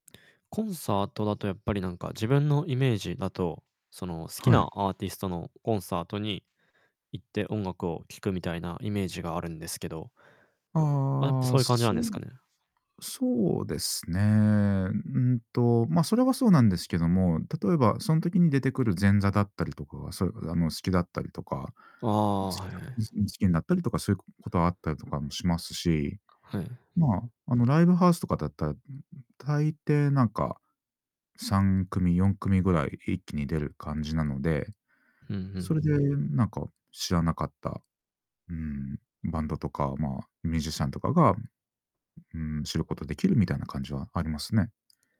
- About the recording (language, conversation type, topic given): Japanese, podcast, どうやって新しい音楽を見つけていますか？
- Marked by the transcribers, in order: static; distorted speech; tapping